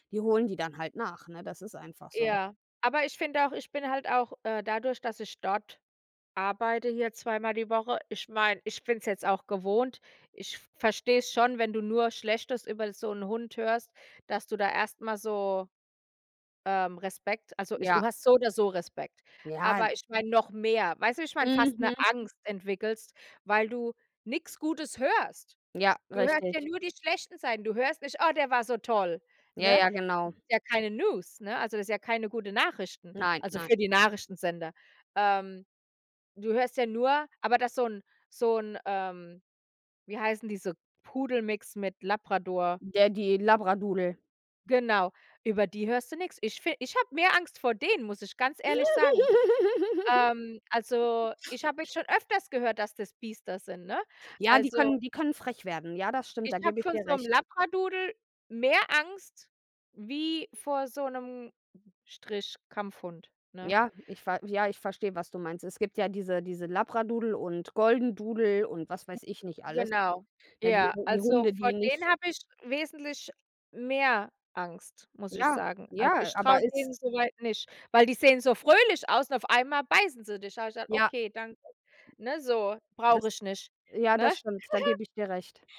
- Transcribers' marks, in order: unintelligible speech; giggle; other background noise; giggle
- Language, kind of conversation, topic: German, unstructured, Wie sollte man mit Tierquälerei in der Nachbarschaft umgehen?